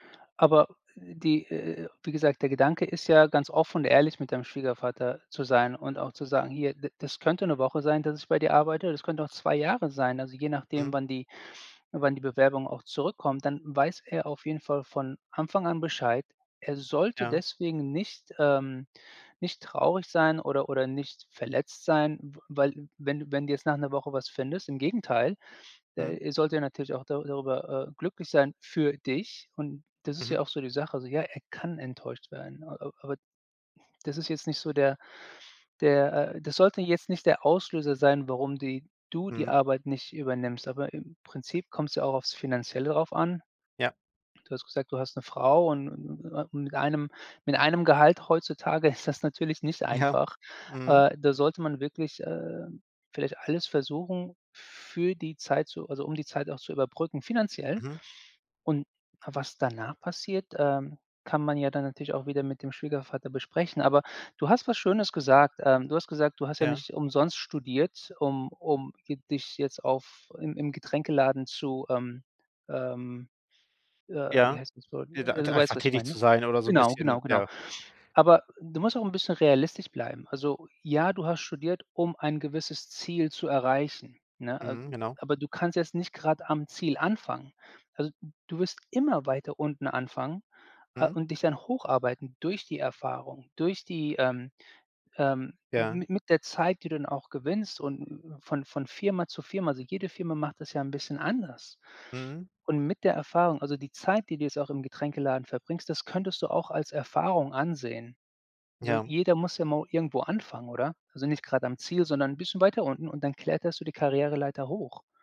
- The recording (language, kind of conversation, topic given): German, advice, Wie ist es zu deinem plötzlichen Jobverlust gekommen?
- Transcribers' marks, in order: other background noise; laughing while speaking: "ist das"; laughing while speaking: "Ja"; tapping